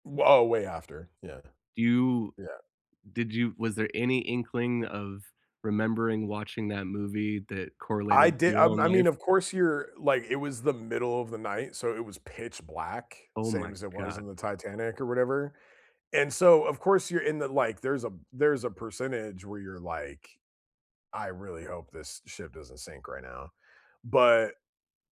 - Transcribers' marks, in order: other background noise; tapping
- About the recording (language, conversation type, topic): English, unstructured, What is the most emotional scene you have ever seen in a movie or TV show?